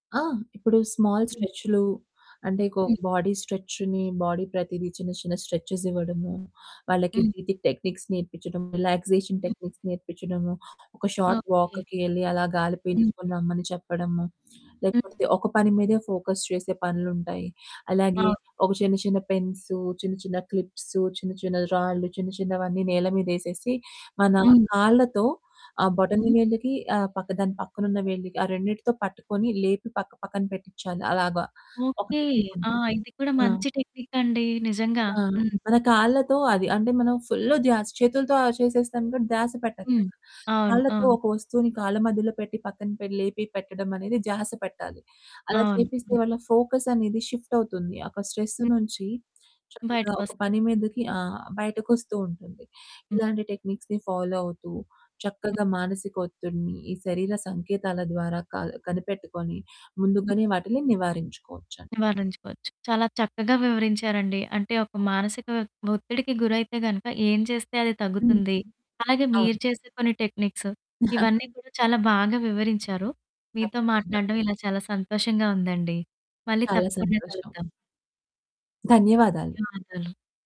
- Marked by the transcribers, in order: in English: "స్మాల్"; other background noise; in English: "బాడీ స్ట్రెచ్‌ని, బాడీ"; in English: "స్ట్రెచెస్"; distorted speech; in English: "టెక్నిక్స్"; in English: "రిలాక్సేషన్ టెక్నిక్స్"; in English: "షార్ట్ వాక్‌కి"; in English: "ఫోకస్"; in English: "టెక్నిక్"; in English: "ఫుల్"; in English: "స్ట్రెస్"; in English: "టెక్నిక్స్‌ని ఫాలో"; other noise; static; in English: "టెక్నిక్స్"; giggle
- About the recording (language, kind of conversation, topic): Telugu, podcast, శరీరంలో కనిపించే సంకేతాల ద్వారా మానసిక ఒత్తిడిని ఎలా గుర్తించవచ్చు?